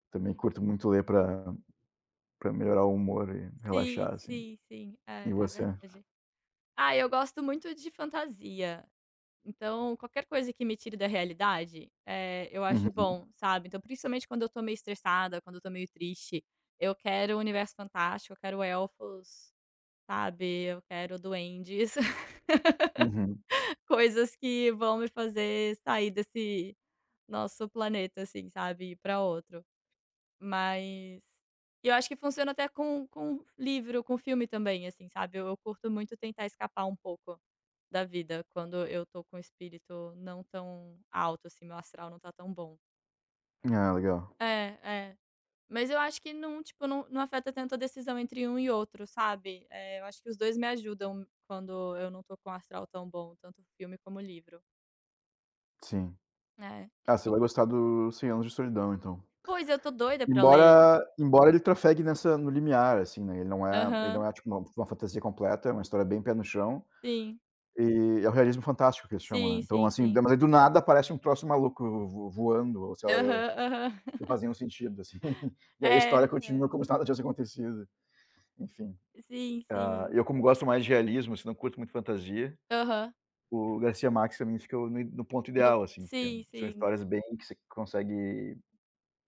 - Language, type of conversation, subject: Portuguese, unstructured, Como você decide entre assistir a um filme ou ler um livro?
- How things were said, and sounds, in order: tapping; other background noise; laugh; laugh; chuckle